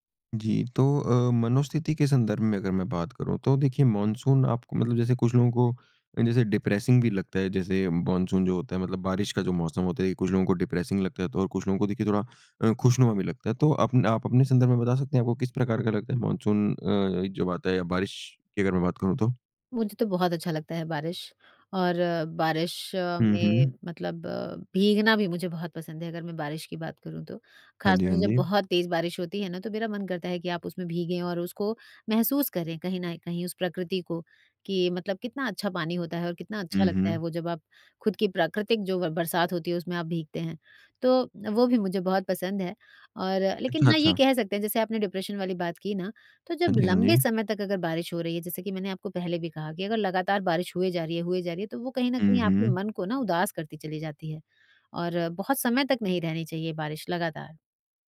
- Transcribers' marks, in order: in English: "डिप्रेसिंग"; in English: "डिप्रेसिंग"; in English: "डिप्रेशन"
- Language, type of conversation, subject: Hindi, podcast, मॉनसून आपको किस तरह प्रभावित करता है?